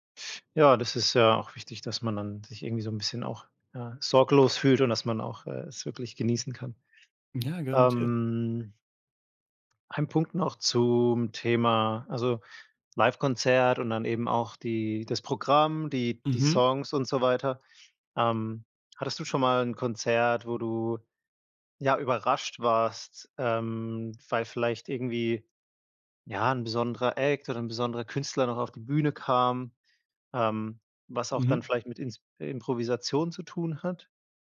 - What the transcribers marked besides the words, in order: drawn out: "Ähm"
- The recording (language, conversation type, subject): German, podcast, Was macht für dich ein großartiges Live-Konzert aus?